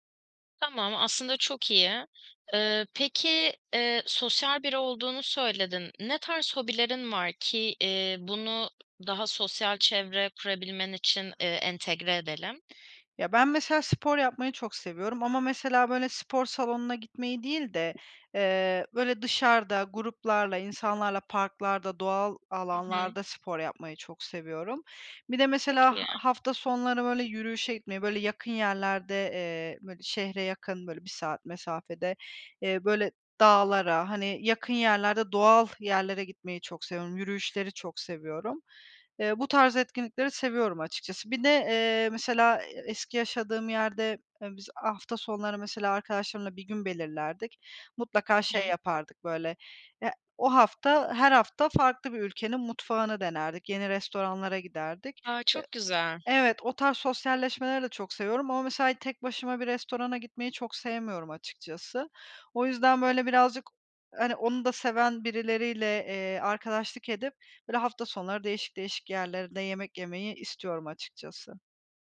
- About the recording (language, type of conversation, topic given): Turkish, advice, Yeni bir yerde nasıl sosyal çevre kurabilir ve uyum sağlayabilirim?
- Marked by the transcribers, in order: tapping; other background noise